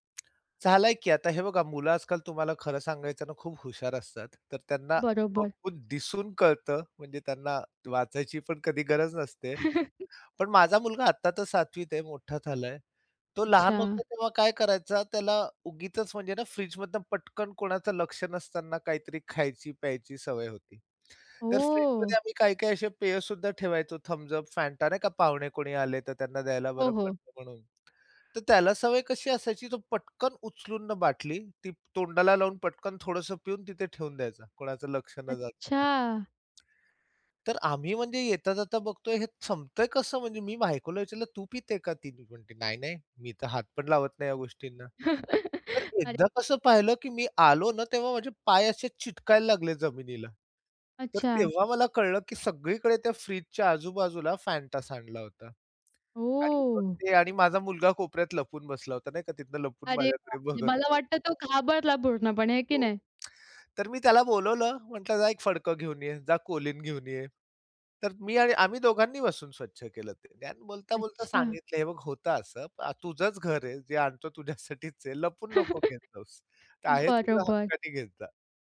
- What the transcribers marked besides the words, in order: tapping; other background noise; laugh; tongue click; laugh; "सांडला" said as "आणला"; "बसून" said as "वसून"; laughing while speaking: "तुझ्यासाठीच"; chuckle
- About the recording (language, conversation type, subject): Marathi, podcast, अन्नसाठा आणि स्वयंपाकघरातील जागा गोंधळमुक्त कशी ठेवता?